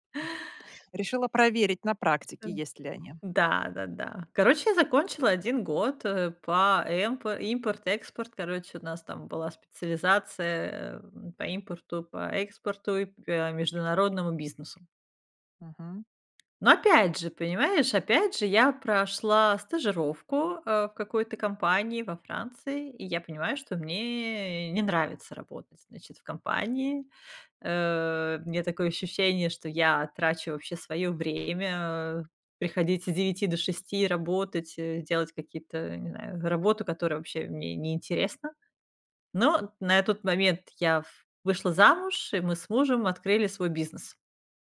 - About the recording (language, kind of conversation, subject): Russian, podcast, Как понять, что пора менять профессию и учиться заново?
- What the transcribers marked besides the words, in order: other background noise; tapping